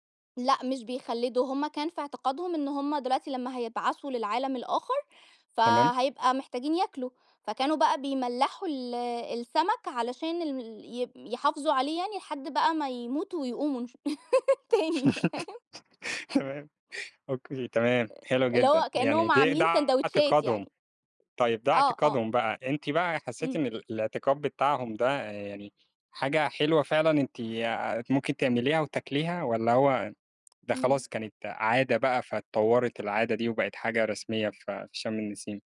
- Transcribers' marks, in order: laugh; laughing while speaking: "تاني، فاهم؟"; laugh; laughing while speaking: "تمام. أوكي"; other background noise; tapping
- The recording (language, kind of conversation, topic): Arabic, podcast, احكيلي عن يوم مميز قضيته مع عيلتك؟